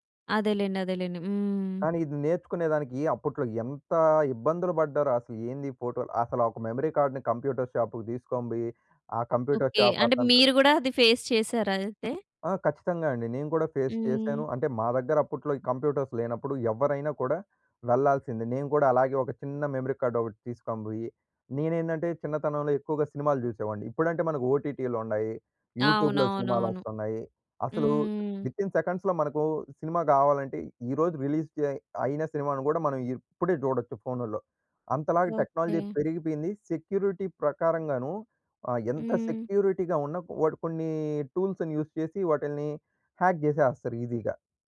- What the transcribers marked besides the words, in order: in English: "మెమరీ కార్డ్‌ని"; in English: "ఫేస్"; other background noise; in English: "ఫేస్"; in English: "కంప్యూటర్స్"; in English: "మెమరీ"; in English: "యూట్యూబ్‌లో"; tapping; in English: "విత్ ఇన్ సెకండ్స్‌లో"; in English: "రిలీజ్ డే"; in English: "టెక్నాలజీ"; in English: "సెక్యూరిటీ"; in English: "సెక్యూరిటీగా"; in English: "టూల్స్‌ని యూజ్"; in English: "హ్యాక్"; in English: "ఈజీగా"
- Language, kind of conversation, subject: Telugu, podcast, మీరు మొదట టెక్నాలజీని ఎందుకు వ్యతిరేకించారు, తర్వాత దాన్ని ఎలా స్వీకరించి ఉపయోగించడం ప్రారంభించారు?